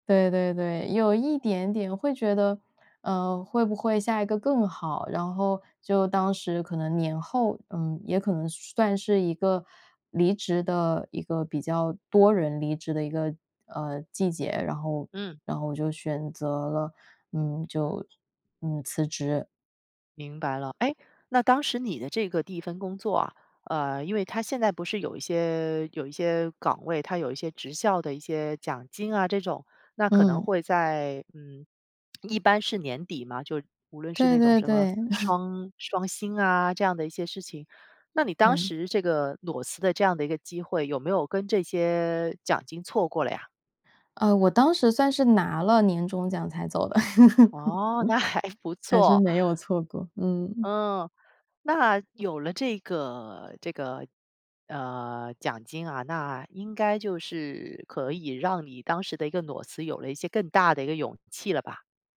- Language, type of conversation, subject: Chinese, podcast, 转行时如何处理经济压力？
- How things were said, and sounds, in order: lip smack; chuckle; other background noise; laugh; laughing while speaking: "还不错"